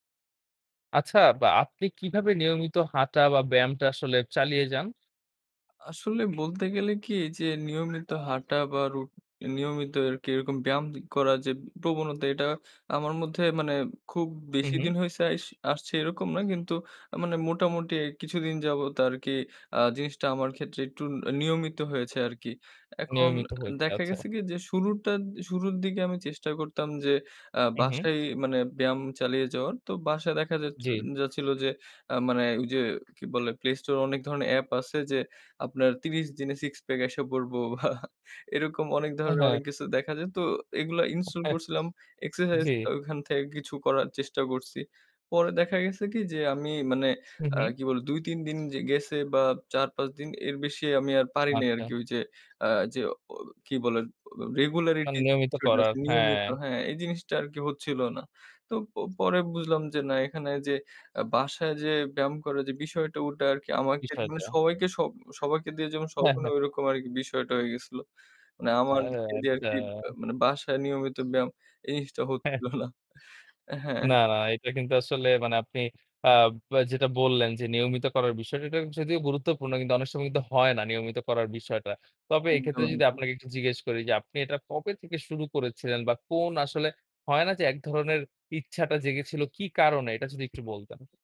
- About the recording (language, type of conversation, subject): Bengali, podcast, আপনি কীভাবে নিয়মিত হাঁটা বা ব্যায়াম চালিয়ে যান?
- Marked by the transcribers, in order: tapping; background speech; other background noise; in English: "pack"; chuckle; "আমাকে" said as "আমারকে"; laughing while speaking: "হ্যাঁ, আচ্ছা"; laughing while speaking: "হচ্ছিল না"